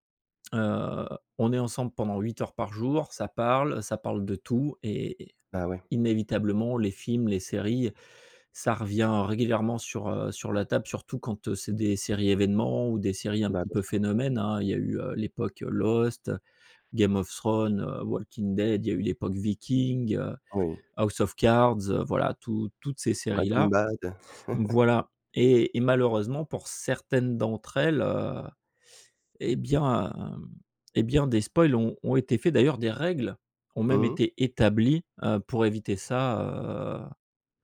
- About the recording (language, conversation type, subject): French, podcast, Pourquoi les spoilers gâchent-ils tant les séries ?
- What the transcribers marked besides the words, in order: laugh; in English: "spoils"